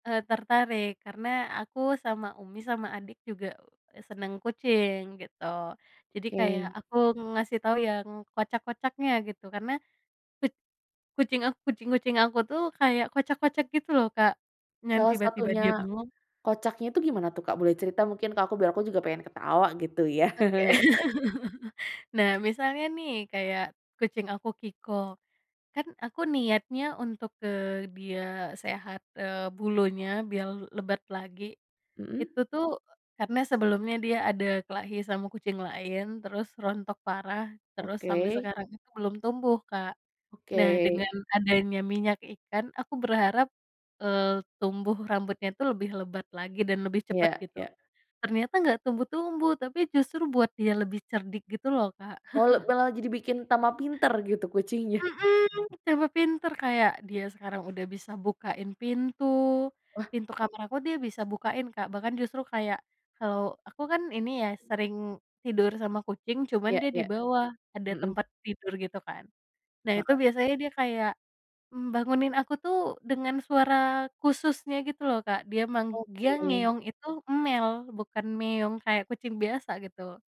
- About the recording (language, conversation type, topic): Indonesian, podcast, Bagaimana kebiasaan ngobrol kalian saat makan malam di rumah?
- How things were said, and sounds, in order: chuckle; laughing while speaking: "ya"; chuckle; tapping; chuckle; other background noise